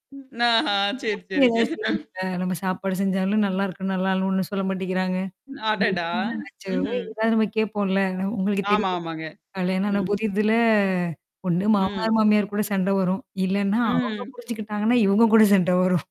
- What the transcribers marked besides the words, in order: distorted speech; static; laughing while speaking: "சரிங்க"; drawn out: "புதிதுல"; laughing while speaking: "இவுங்க கூட சண்ட வரும்"
- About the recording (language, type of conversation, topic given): Tamil, podcast, நீங்கள் உருவாக்கிய புதிய குடும்ப மரபு ஒன்றுக்கு உதாரணம் சொல்ல முடியுமா?